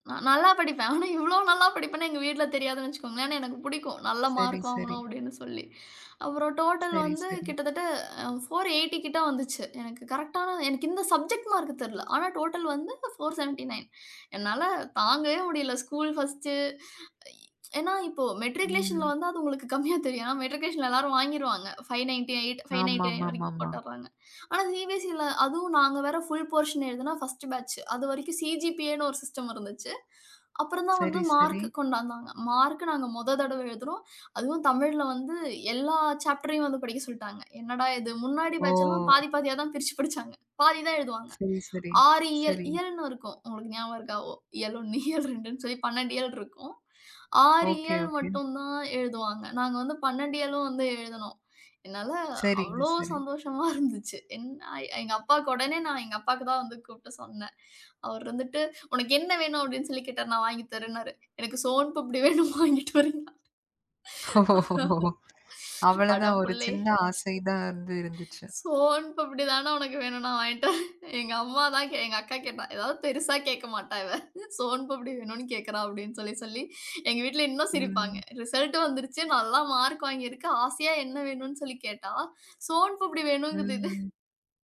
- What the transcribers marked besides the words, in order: laughing while speaking: "ஆனா இவ்ளோ நல்லா படிப்பேன்னு எங்க வீட்ல தெரியாதுன்னு வச்சுக்கோங்களேன்"; other noise; joyful: "என்னால தாங்கவே முடியல. ஸ்கூல் ஃபர்ஸ்ட்"; in English: "மெட்ரிகுலேஷன்ல"; laughing while speaking: "கம்மியாத் தெரியும்"; in English: "ஃபுல் போஷன்"; in English: "ஃபர்ஸ்ட் பேட்ச்"; in English: "சிஸ்டம்"; in English: "சாப்டரயும்"; surprised: "ஓ!"; laughing while speaking: "என்னால அவ்ளோ சந்தோஷமா இருந்துச்சு"; laughing while speaking: "நான் வாங்கி தரேனாரு. எனக்கு சோன் பப்டி வேணும். வாங்கிட்டு வரேன்னாரு"; laughing while speaking: "ஓ! அவ்வளதான்"; chuckle; laughing while speaking: "சோன் பப்டி தான உனக்கு வேணும் … பப்டி வேணும்ங்குது இது"
- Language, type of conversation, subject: Tamil, podcast, காலப்போக்கில் மேலும் இனிமையாகத் தோன்றத் தொடங்கிய நினைவு எது?